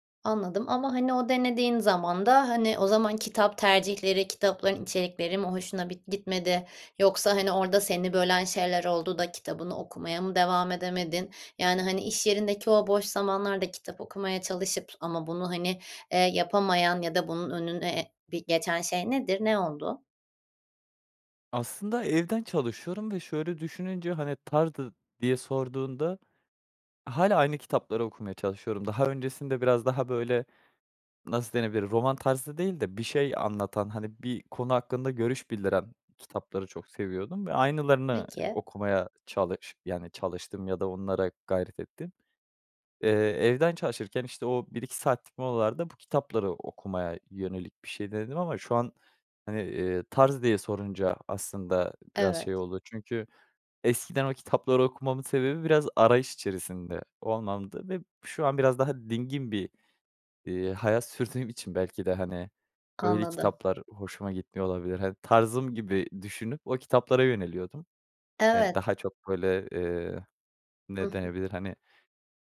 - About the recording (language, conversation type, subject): Turkish, advice, Her gün düzenli kitap okuma alışkanlığı nasıl geliştirebilirim?
- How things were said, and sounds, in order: "tarzı" said as "tardı"; other background noise